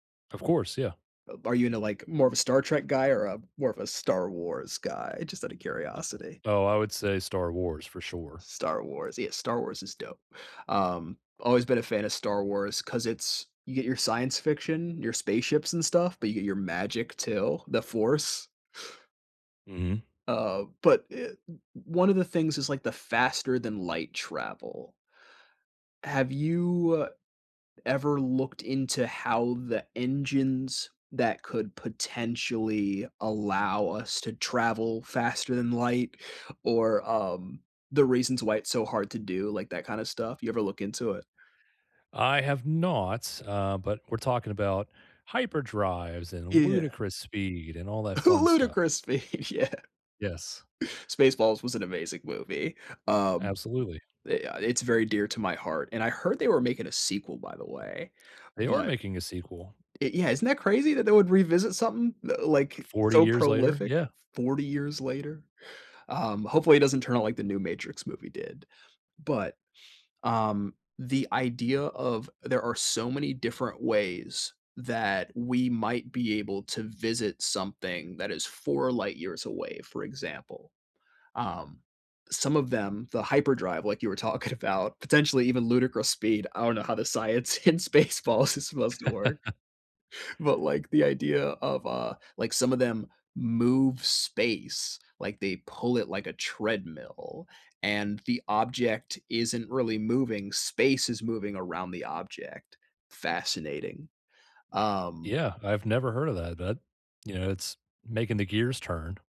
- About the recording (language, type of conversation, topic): English, unstructured, What do you find most interesting about space?
- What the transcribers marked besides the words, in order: chuckle; put-on voice: "Ludicrous"; laughing while speaking: "speed, yeah"; laughing while speaking: "talking about -"; laugh; laughing while speaking: "in Spaceballs is"